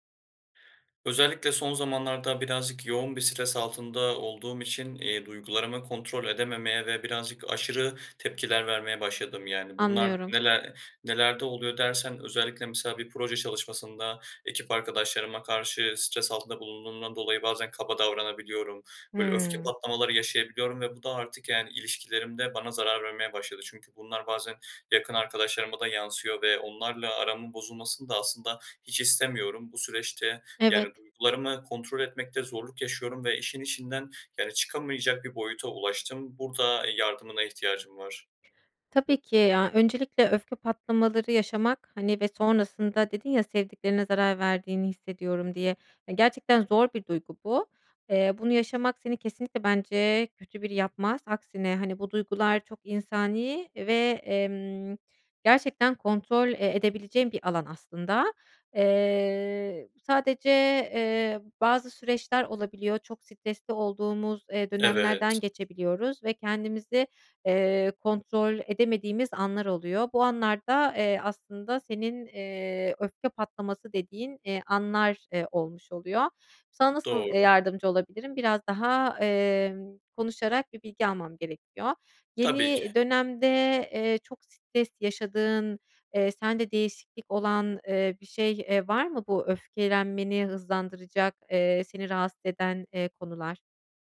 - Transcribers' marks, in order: other background noise
- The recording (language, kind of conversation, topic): Turkish, advice, Öfke patlamalarınız ilişkilerinizi nasıl zedeliyor?